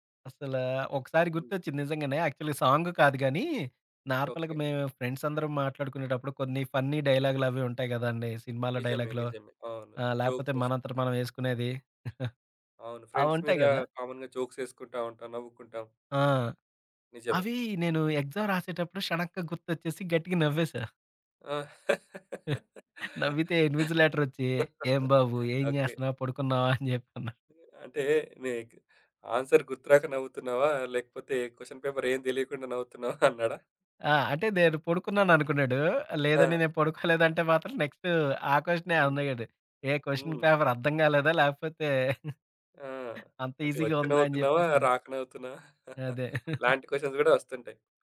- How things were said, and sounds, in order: in English: "యాక్చువల్‍గా సాంగ్"; in English: "నార్మల్‍గా"; in English: "ఫ్రెండ్స్"; in English: "ఫన్నీ"; tapping; in English: "జోక్స్"; in English: "డైలాగ్‍లో"; chuckle; in English: "ఫ్రెండ్స్"; in English: "కామన్‍గా జోక్స్"; in English: "ఎగ్సామ్"; chuckle; laugh; in English: "ఇన్విజిలేటర్"; chuckle; other background noise; in English: "ఆన్సర్"; in English: "క్వెషన్"; laughing while speaking: "లేదండి నేను పడుకోలేదు అంటే మాత్రం నెక్స్టు ఆ క్వెషనే అనేవాడు"; in English: "క్వెషన్ పేపర్"; chuckle; in English: "ఈసీగా"; chuckle; in English: "క్వెషన్స్"; chuckle
- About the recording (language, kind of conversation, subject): Telugu, podcast, ఆలోచనలు వేగంగా పరుగెత్తుతున్నప్పుడు వాటిని ఎలా నెమ్మదింపచేయాలి?